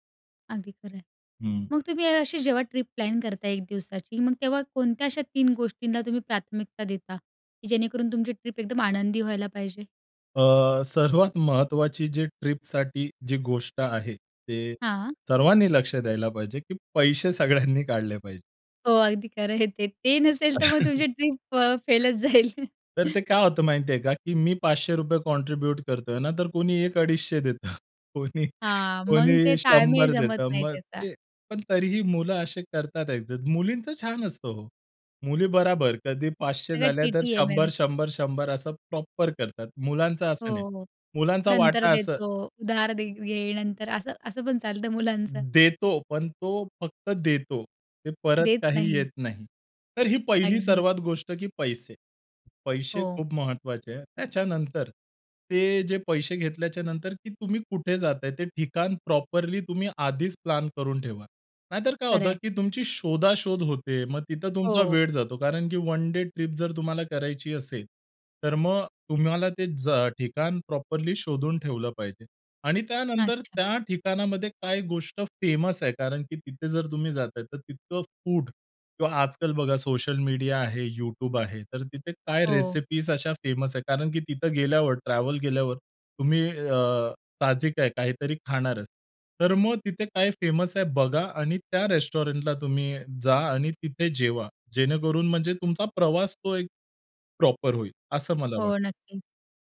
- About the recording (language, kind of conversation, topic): Marathi, podcast, एका दिवसाच्या सहलीची योजना तुम्ही कशी आखता?
- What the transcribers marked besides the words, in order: tapping; laughing while speaking: "सर्वात"; laughing while speaking: "सगळ्यांनी काढले पाहिजेत"; laughing while speaking: "हो अगदी खरं आहे ते … अ, फेलचं जाईल"; chuckle; other background noise; laughing while speaking: "देतं. कोणी"; in English: "प्रॉपर"; in English: "प्रॉपरली"; in English: "वन डे ट्रिप"; in English: "प्रॉपरली"; in English: "फेमस"; in English: "फेमस"; other noise; in English: "फेमस"; in English: "रेस्टॉरंटला"; in English: "प्रॉपर"